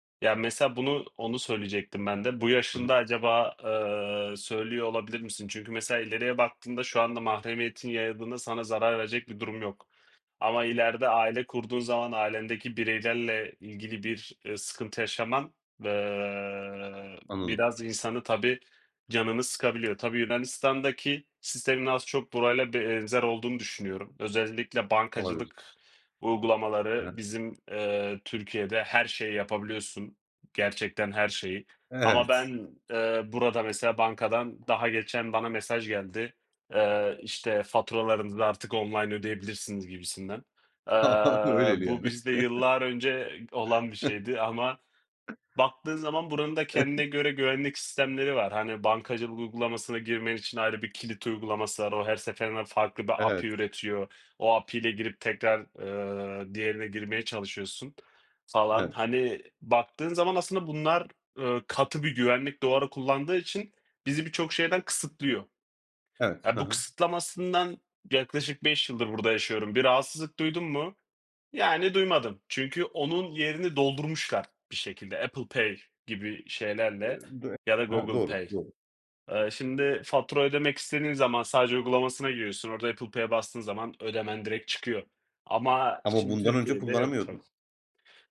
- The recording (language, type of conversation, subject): Turkish, unstructured, Teknoloji ile mahremiyet arasında nasıl bir denge kurulmalı?
- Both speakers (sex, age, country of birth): male, 25-29, Turkey; male, 30-34, Turkey
- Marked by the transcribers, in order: other background noise; tapping; bird; chuckle